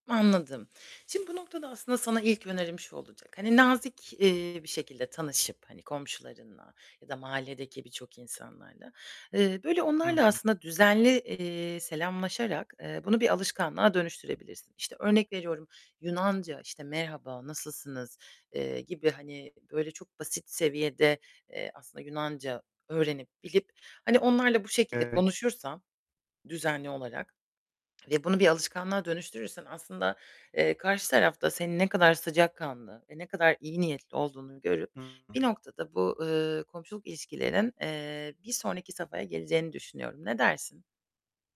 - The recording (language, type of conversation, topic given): Turkish, advice, Komşularla iyi ilişkiler kurarak yeni mahalleye nasıl uyum sağlayabilirim?
- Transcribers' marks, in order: tapping; distorted speech; other background noise